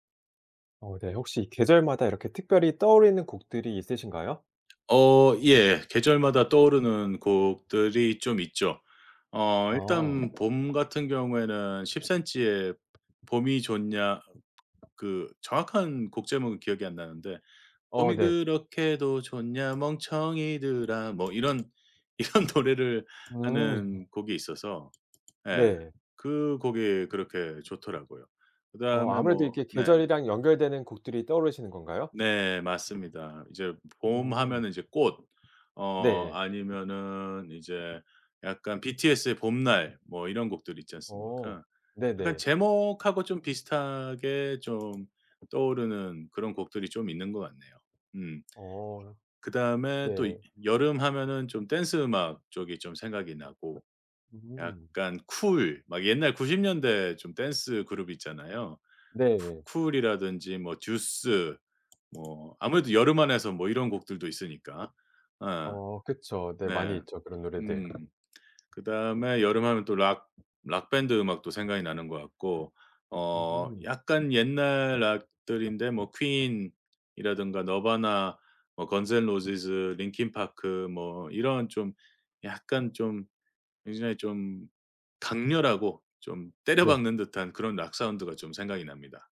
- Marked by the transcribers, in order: other background noise; singing: "봄이 그렇게도 좋냐, 멍청이들아"; tapping; laughing while speaking: "이런"
- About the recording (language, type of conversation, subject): Korean, podcast, 계절마다 떠오르는 노래가 있으신가요?